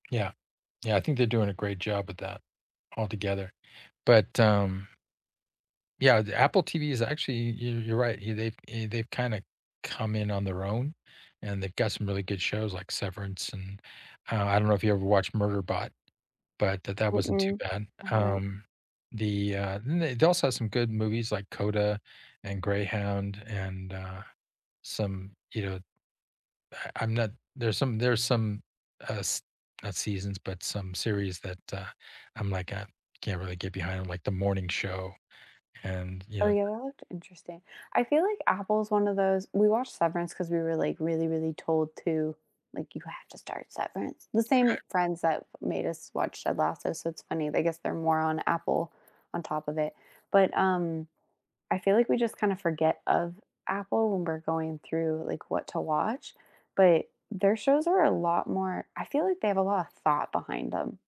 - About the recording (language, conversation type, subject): English, unstructured, When life gets hectic, which comfort shows do you rewatch, and what makes them feel like home?
- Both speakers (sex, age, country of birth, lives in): female, 30-34, United States, United States; male, 60-64, United States, United States
- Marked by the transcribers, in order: none